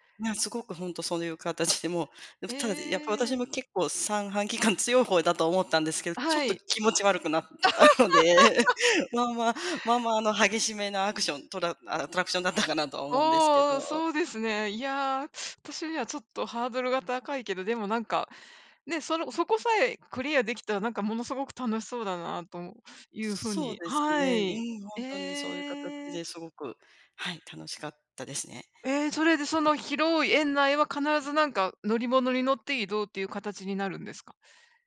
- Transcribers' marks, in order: laughing while speaking: "なったので"; laugh
- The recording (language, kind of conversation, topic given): Japanese, unstructured, 旅行先で体験した中で、いちばん印象に残っているアクティビティは何でしたか？